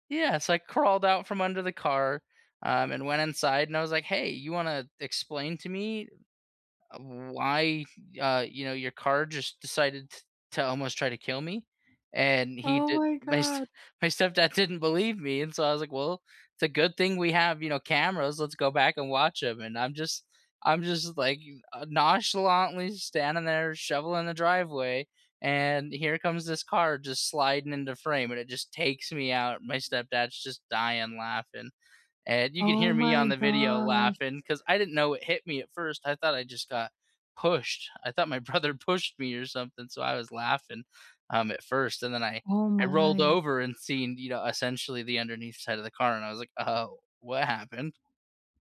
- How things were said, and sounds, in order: laughing while speaking: "my s"; tapping; laughing while speaking: "brother"; other background noise; laughing while speaking: "Oh"
- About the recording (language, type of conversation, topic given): English, unstructured, Should you share and laugh about your DIY fails to learn and connect, or keep them private?
- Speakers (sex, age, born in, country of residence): female, 40-44, United States, United States; male, 25-29, United States, United States